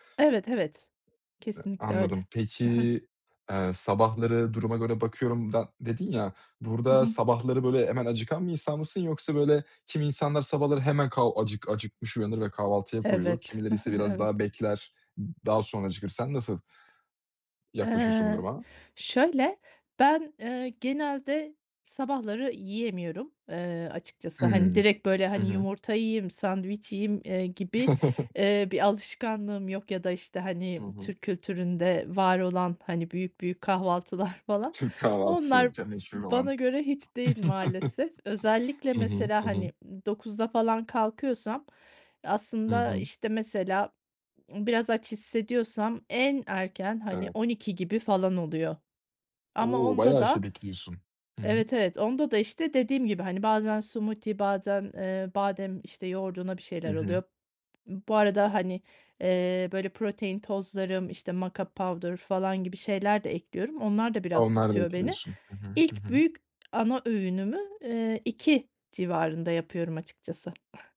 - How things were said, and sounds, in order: other background noise; chuckle; chuckle; unintelligible speech; chuckle; in English: "smoothie"; in English: "mocka powder"
- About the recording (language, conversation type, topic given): Turkish, podcast, Beslenme alışkanlıklarını nasıl dengeliyorsun ve nelere dikkat ediyorsun?